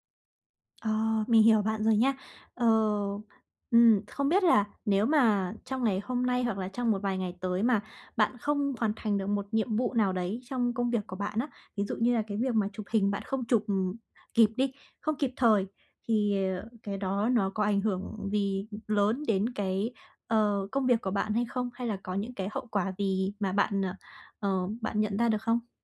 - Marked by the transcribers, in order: none
- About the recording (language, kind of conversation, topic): Vietnamese, advice, Làm sao tôi ưu tiên các nhiệm vụ quan trọng khi có quá nhiều việc cần làm?